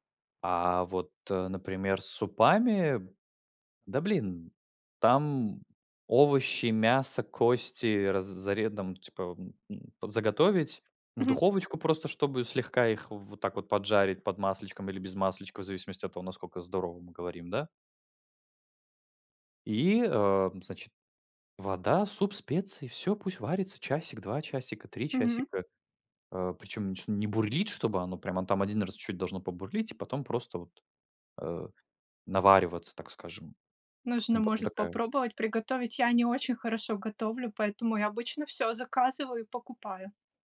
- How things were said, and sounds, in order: other background noise; tapping
- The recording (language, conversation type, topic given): Russian, unstructured, Как ты убеждаешь близких питаться более полезной пищей?